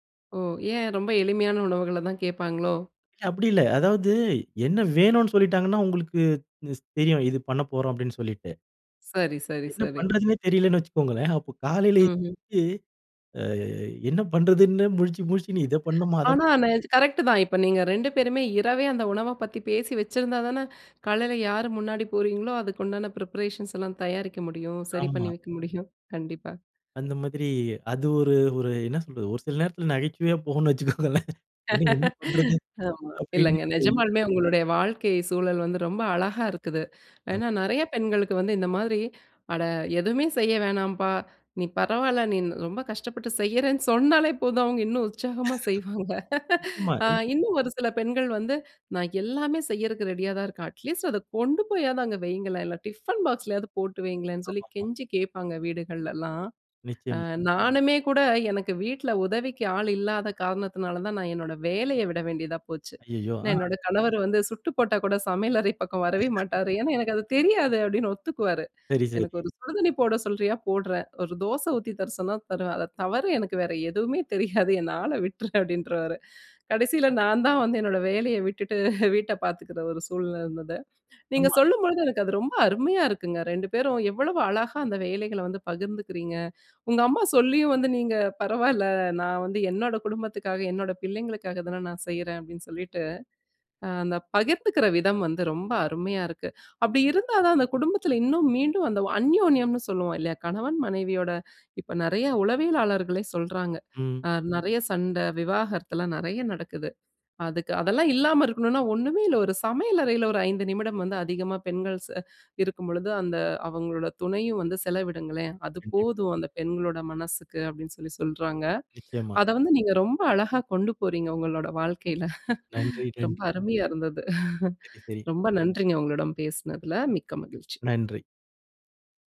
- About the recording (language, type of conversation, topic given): Tamil, podcast, வீட்டு வேலைகளை நீங்கள் எந்த முறையில் பகிர்ந்து கொள்கிறீர்கள்?
- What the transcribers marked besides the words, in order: other noise; inhale; in English: "பிரிபரேஷன்ஸ்லாம்"; chuckle; laughing while speaking: "போகும்னு வச்சுக்கோங்களேன். இன்னைக்கு என்ன பண்றது? அப்டின்னு"; laugh; other background noise; unintelligible speech; inhale; inhale; laughing while speaking: "சொன்னாலே போதும், அவங்க இன்னும் உற்சாகமா செய்வாங்க"; laugh; in English: "அட்லீஸ்ட்"; laughing while speaking: "சமையல் அறை பக்கம் வரவே மாட்டாரு"; laugh; laughing while speaking: "எதுவுமே தெரியாது, என்ன ஆள விட்ரு! அப்டின்றுவாரு"; laughing while speaking: "நான்தான் வந்து என்னோட வேலையை விட்டுட்டு வீட்டை பார்த்துக்குற ஒரு சூழ்நிலை இருந்தது"; inhale; inhale; inhale; inhale; inhale; chuckle